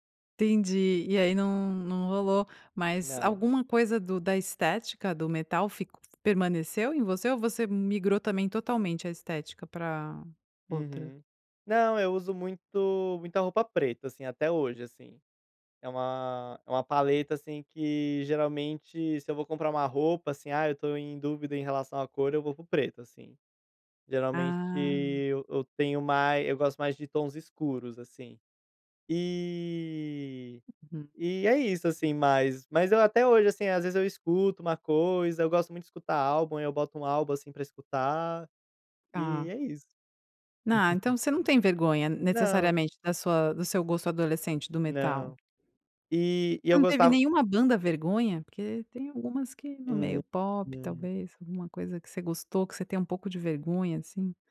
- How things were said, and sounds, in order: unintelligible speech; chuckle
- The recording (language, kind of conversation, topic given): Portuguese, podcast, Que tipo de música você achava ruim, mas hoje curte?